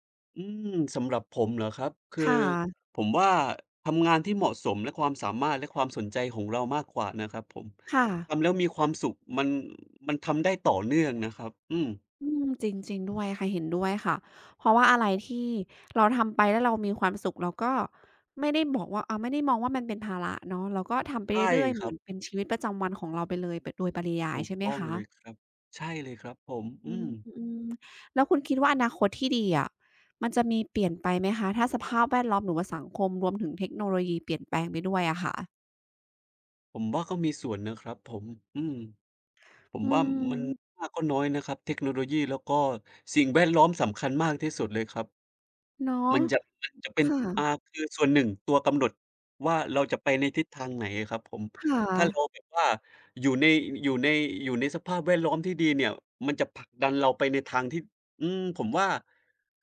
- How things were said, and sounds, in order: none
- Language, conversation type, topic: Thai, unstructured, อนาคตที่ดีสำหรับคุณมีลักษณะอย่างไร?